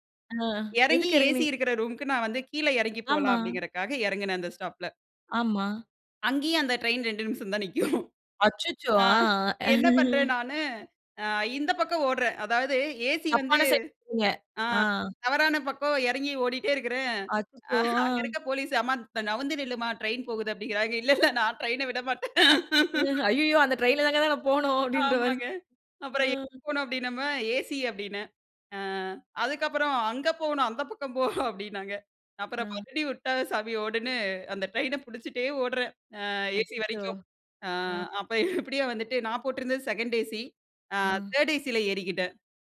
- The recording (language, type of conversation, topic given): Tamil, podcast, தனியாகப் பயணம் செய்த போது நீங்கள் சந்தித்த சவால்கள் என்னென்ன?
- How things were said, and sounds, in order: laughing while speaking: "ரெண்டு நிமிஷம் தான் நிக்கும். ஆ … நான் ட்ரெயின்ன விடமாட்டேன்"; laugh; laugh; laughing while speaking: "ஆமாங்க. அப்புறம் எங்கே போணும்? அப்டின்னமும் … அப்போ எப்டியோ வந்துட்டு"; sad: "அச்சச்சோ!"